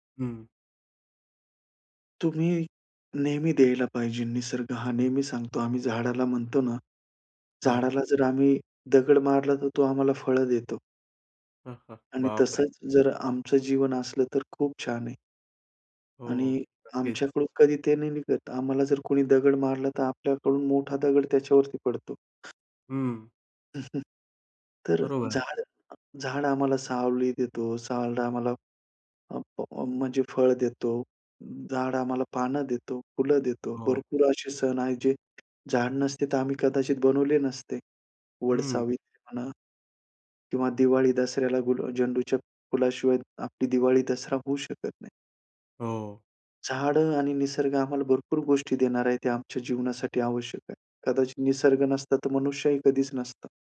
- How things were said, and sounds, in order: other background noise; chuckle; tapping; "वटसावित्री" said as "वडसावित्री"
- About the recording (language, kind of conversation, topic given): Marathi, podcast, निसर्गाकडून तुम्हाला संयम कसा शिकायला मिळाला?